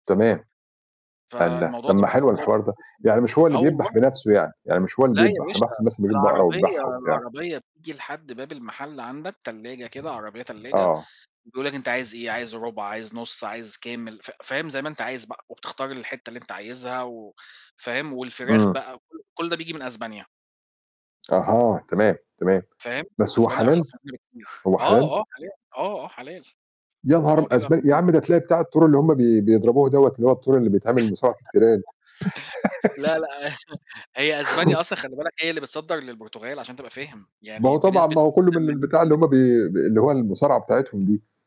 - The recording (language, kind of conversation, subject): Arabic, unstructured, إيه أكتر حاجة بتخليك تحس بالفخر بنفسك؟
- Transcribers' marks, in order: distorted speech; tapping; unintelligible speech; laugh; chuckle; laugh